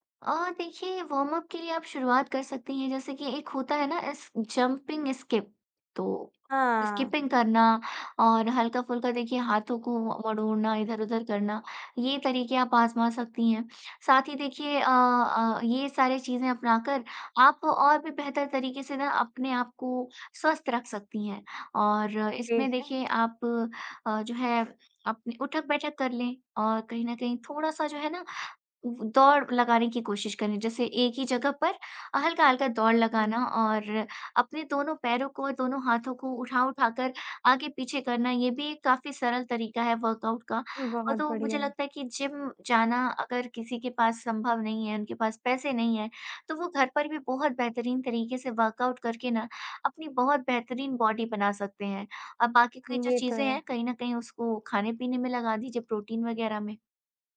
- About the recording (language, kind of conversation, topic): Hindi, podcast, जिम नहीं जा पाएं तो घर पर व्यायाम कैसे करें?
- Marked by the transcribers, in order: in English: "वॉर्मअप"; in English: "जंपिंग स्किप"; tapping; in English: "स्किपिंग"; other background noise; in English: "वर्कआउट"; in English: "वर्कआउट"; in English: "बॉडी"